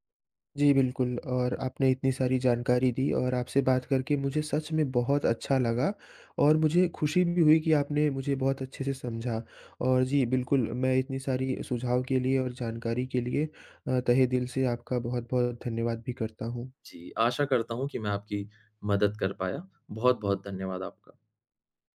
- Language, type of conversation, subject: Hindi, advice, नए स्थान पर डॉक्टर और बैंक जैसी सेवाएँ कैसे ढूँढें?
- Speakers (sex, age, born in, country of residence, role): male, 20-24, India, India, user; male, 25-29, India, India, advisor
- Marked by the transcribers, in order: none